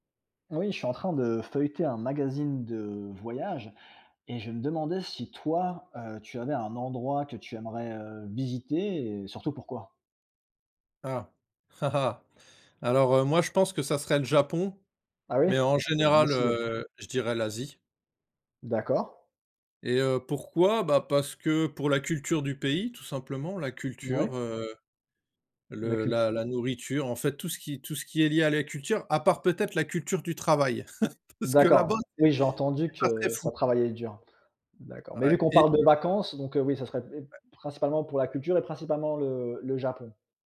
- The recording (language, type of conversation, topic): French, unstructured, Quel endroit aimerais-tu visiter un jour, et pourquoi ?
- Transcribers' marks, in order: chuckle; chuckle; laughing while speaking: "parce que"